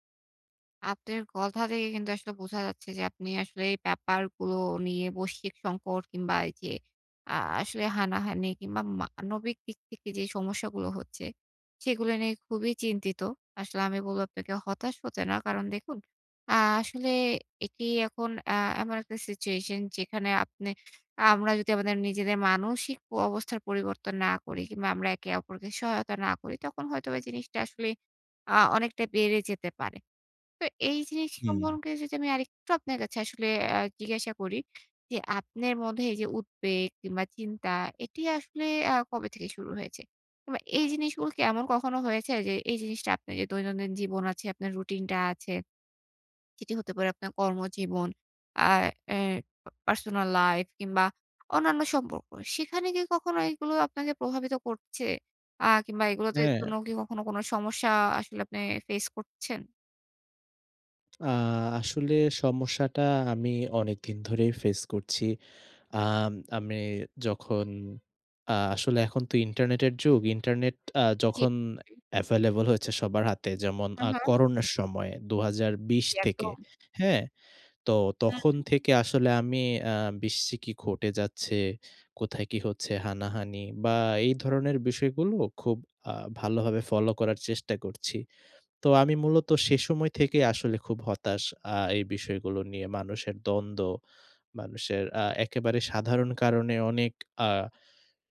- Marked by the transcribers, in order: tapping; in English: "available"
- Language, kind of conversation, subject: Bengali, advice, বৈশ্বিক সংকট বা রাজনৈতিক পরিবর্তনে ভবিষ্যৎ নিয়ে আপনার উদ্বেগ কী?